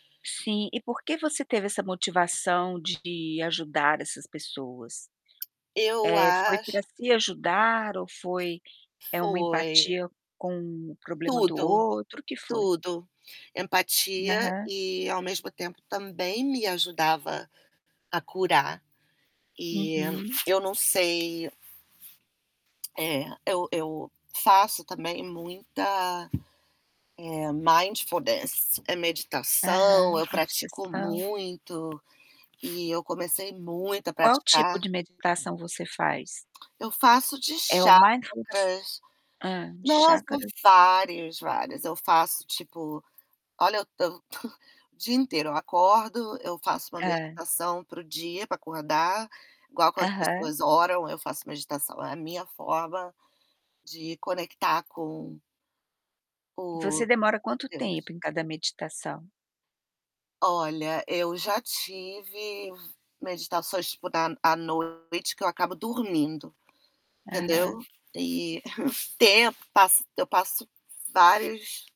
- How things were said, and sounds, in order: tapping; other background noise; static; in English: "mindfulness"; in English: "mindfulness?"; chuckle; distorted speech; chuckle
- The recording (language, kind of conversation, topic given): Portuguese, podcast, Como as redes de apoio ajudam a enfrentar crises?